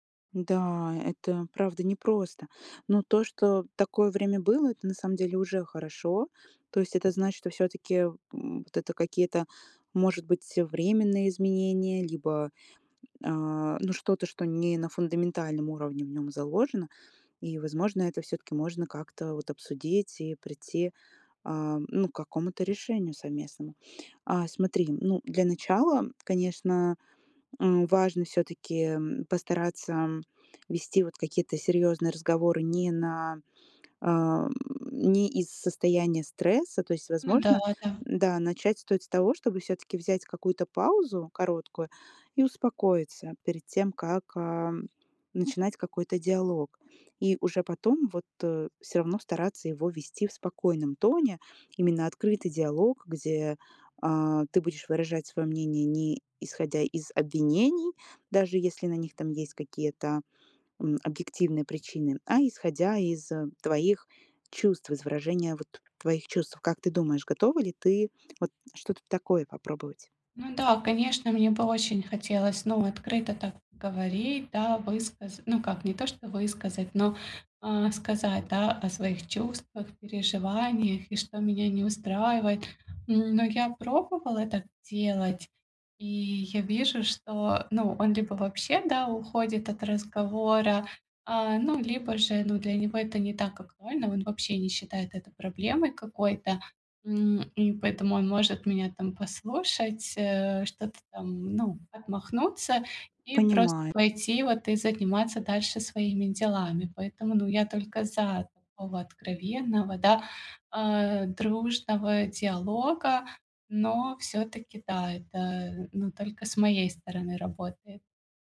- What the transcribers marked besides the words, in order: tapping; other background noise
- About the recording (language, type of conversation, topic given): Russian, advice, Как мирно решить ссору во время семейного праздника?